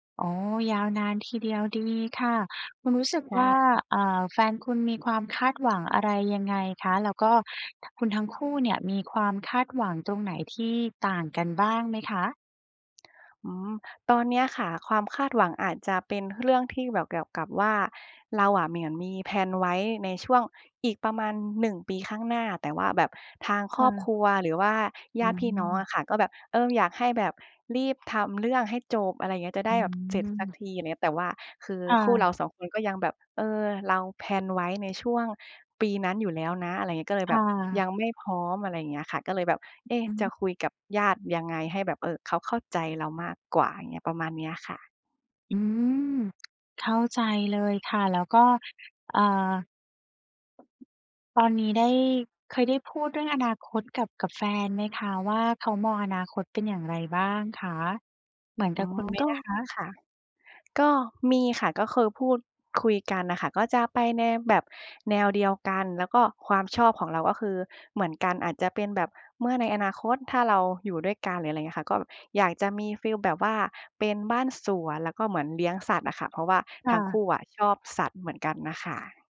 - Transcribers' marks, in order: "ใช่" said as "ช่า"; tapping; "เหมือน" said as "เหมียน"; in English: "แพลน"; other background noise; in English: "แพลน"
- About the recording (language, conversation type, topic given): Thai, advice, ฉันควรเริ่มคุยกับคู่ของฉันอย่างไรเมื่อกังวลว่าความคาดหวังเรื่องอนาคตของเราอาจไม่ตรงกัน?
- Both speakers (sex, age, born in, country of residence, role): female, 25-29, Thailand, Thailand, user; female, 35-39, Thailand, Thailand, advisor